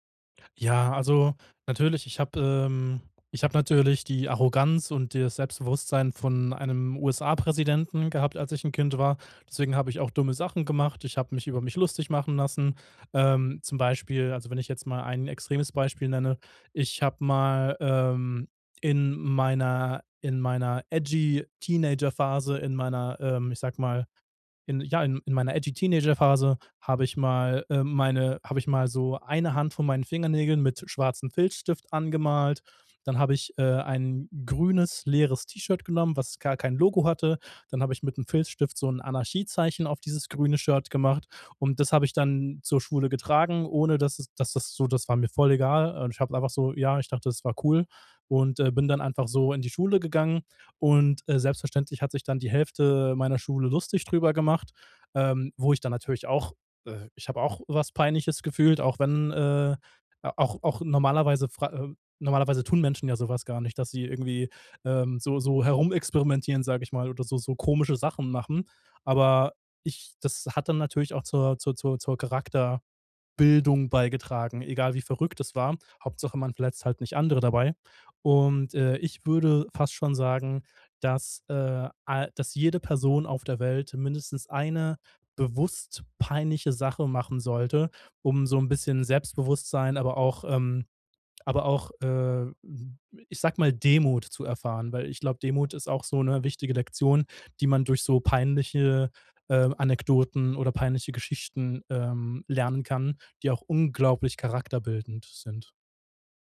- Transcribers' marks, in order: in English: "edgy"; in English: "edgy"
- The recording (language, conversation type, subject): German, podcast, Hast du eine lustige oder peinliche Konzertanekdote aus deinem Leben?